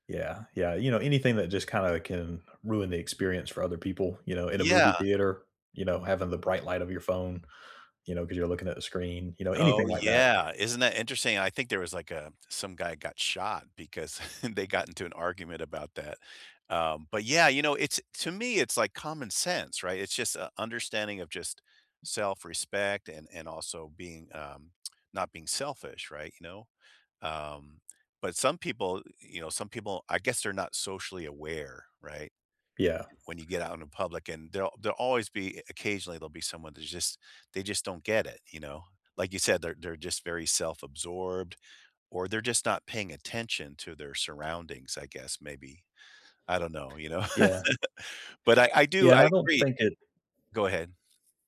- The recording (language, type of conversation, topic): English, unstructured, What small courtesies in public spaces help you share them and feel more connected?
- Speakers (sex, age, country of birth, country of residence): male, 40-44, United States, United States; male, 65-69, United States, United States
- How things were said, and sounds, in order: chuckle; tapping; lip smack; other background noise; laughing while speaking: "know?"; laugh